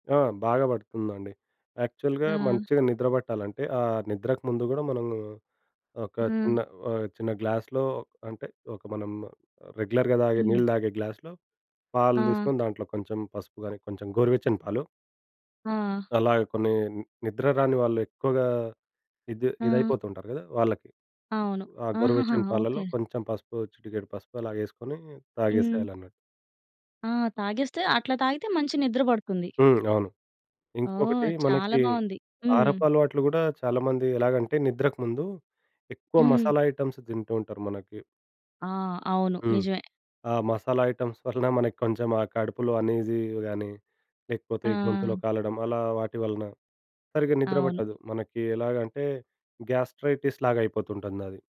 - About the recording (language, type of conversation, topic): Telugu, podcast, రాత్రి నిద్రకు పని ఆలోచనలు వస్తే నువ్వు ఎలా రిలాక్స్ అవుతావు?
- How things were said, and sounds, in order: in English: "యాక్చువల్‌గా"; in English: "గ్లాస్‌లో"; in English: "రెగ్యులర్‌గా"; in English: "గ్లాస్‌లో"; in English: "ఐటెమ్స్"; in English: "ఐటెమ్స్"; in English: "అనీజీ"; in English: "గ్యాస్ట్రైటిస్"